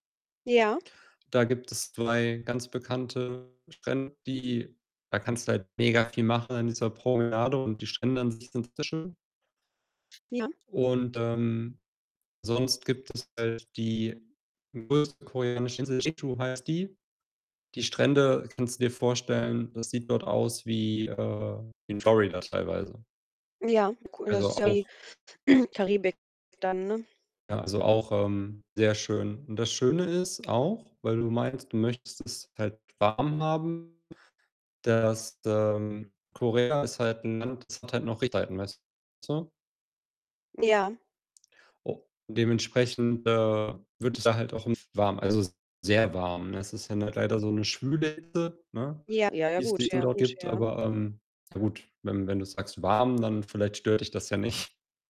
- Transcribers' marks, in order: distorted speech; unintelligible speech; throat clearing; unintelligible speech; unintelligible speech; other background noise; unintelligible speech; laughing while speaking: "nicht"
- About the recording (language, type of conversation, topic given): German, unstructured, Wohin reist du am liebsten und warum?